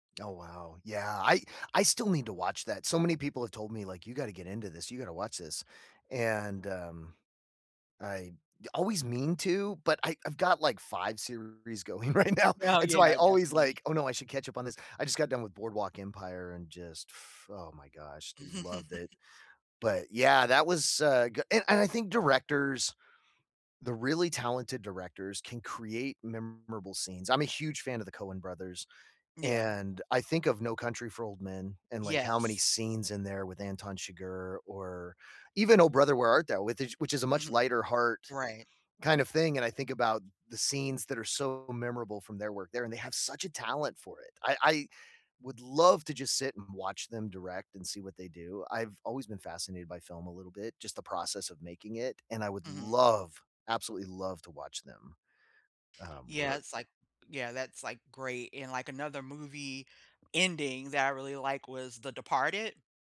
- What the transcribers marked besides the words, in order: laughing while speaking: "right now"; chuckle; stressed: "love"; stressed: "love"
- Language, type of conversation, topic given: English, unstructured, What is a memorable scene or moment from a movie or TV show?